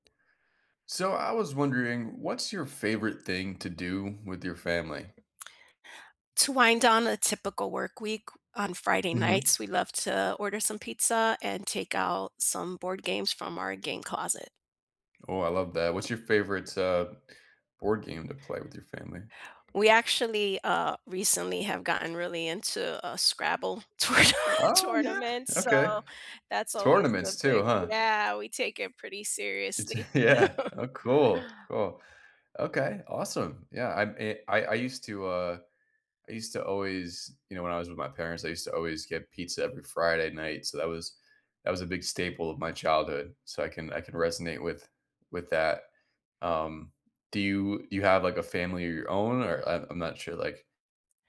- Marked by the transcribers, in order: other background noise; tapping; laughing while speaking: "tourna"; chuckle
- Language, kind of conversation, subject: English, unstructured, What is your favorite thing to do with your family?
- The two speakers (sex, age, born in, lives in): female, 50-54, United States, United States; male, 30-34, United States, United States